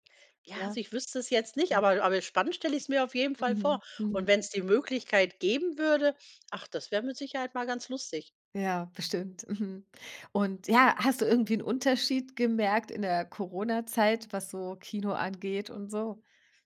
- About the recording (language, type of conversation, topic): German, podcast, Was ist für dich der Unterschied zwischen dem Kinoerlebnis und dem Streaming zu Hause?
- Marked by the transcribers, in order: other background noise